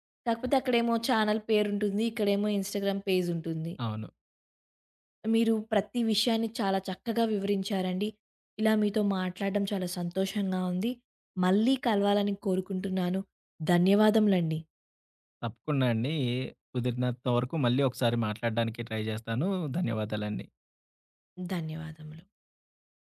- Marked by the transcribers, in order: in English: "ఛానెల్"; in English: "ఇన్‌స్టాగ్రామ్ పేజ్"; in English: "ట్రై"
- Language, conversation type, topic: Telugu, podcast, స్మార్ట్‌ఫోన్ లేదా సామాజిక మాధ్యమాల నుంచి కొంత విరామం తీసుకోవడం గురించి మీరు ఎలా భావిస్తారు?